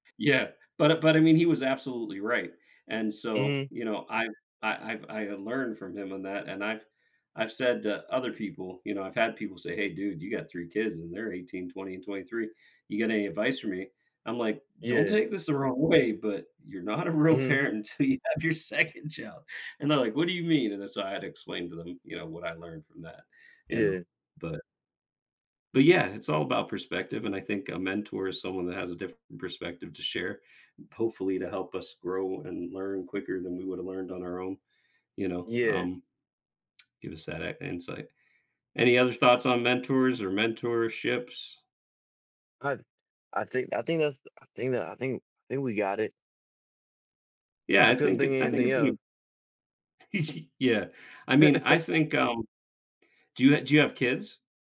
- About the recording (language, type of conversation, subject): English, unstructured, How can being a mentor or having a mentor impact your personal growth?
- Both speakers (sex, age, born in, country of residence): male, 35-39, United States, United States; male, 50-54, United States, United States
- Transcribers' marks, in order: laughing while speaking: "way, but you're not a … your second child"; tsk; other background noise; giggle; chuckle